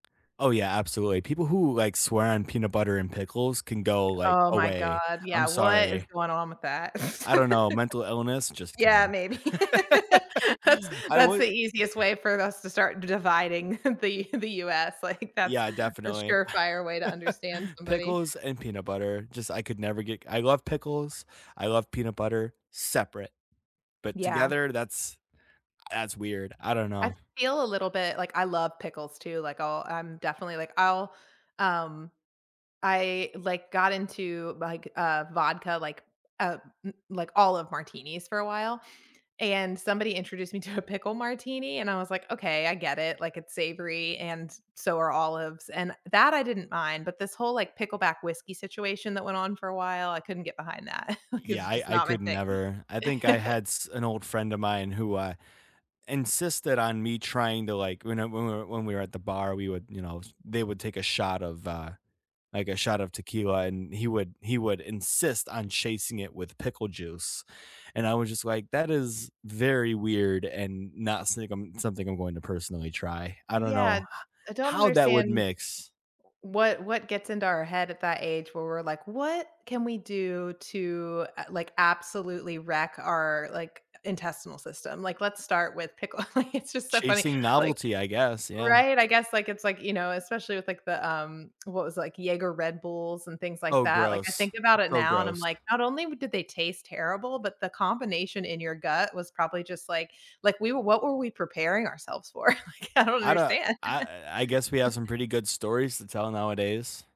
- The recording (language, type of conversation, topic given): English, unstructured, Which home-cooked meal feels like home to you, and why does it still matter?
- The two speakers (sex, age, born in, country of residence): female, 40-44, United States, United States; male, 25-29, United States, United States
- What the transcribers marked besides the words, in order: tapping; laugh; laugh; chuckle; laughing while speaking: "like"; chuckle; laughing while speaking: "to"; chuckle; laughing while speaking: "Like, it's just"; laughing while speaking: "Like"; chuckle